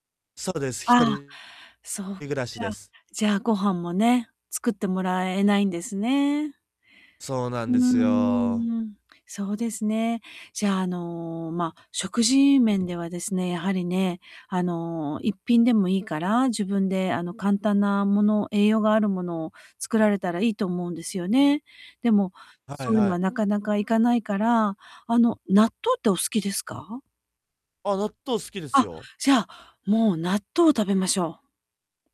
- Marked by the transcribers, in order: static; distorted speech
- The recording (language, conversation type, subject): Japanese, advice, 忙しい日程の中で毎日の習慣をどうやって続ければいいですか？